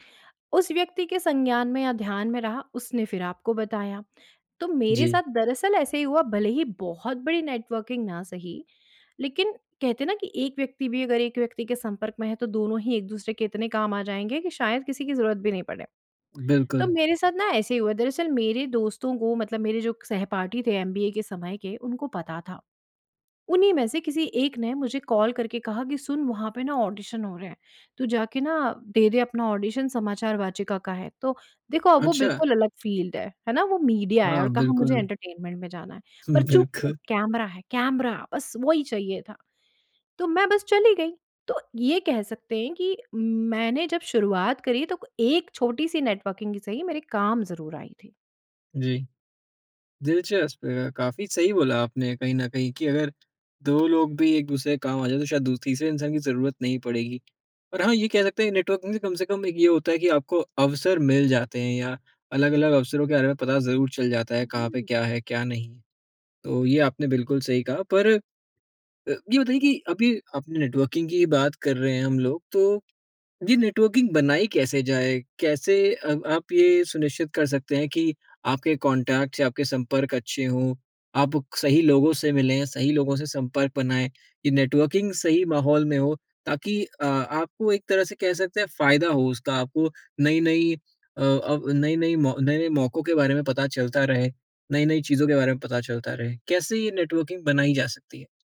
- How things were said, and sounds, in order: in English: "नेटवर्किंग"; lip smack; in English: "कॉल"; in English: "ऑडिशन"; in English: "ऑडिशन"; tapping; in English: "फ़ील्ड"; in English: "मीडिया"; in English: "एंटरटेनमेंट"; in English: "नेटवर्किंग"; in English: "नेटवर्किंग"; in English: "नेटवर्किंग"; in English: "नेटवर्किंग"; in English: "कॉन्टेक्ट्स"; in English: "नेटवर्किंग"; in English: "नेटवर्किंग"
- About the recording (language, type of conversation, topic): Hindi, podcast, करियर बदलने के लिए नेटवर्किंग कितनी महत्वपूर्ण होती है और इसके व्यावहारिक सुझाव क्या हैं?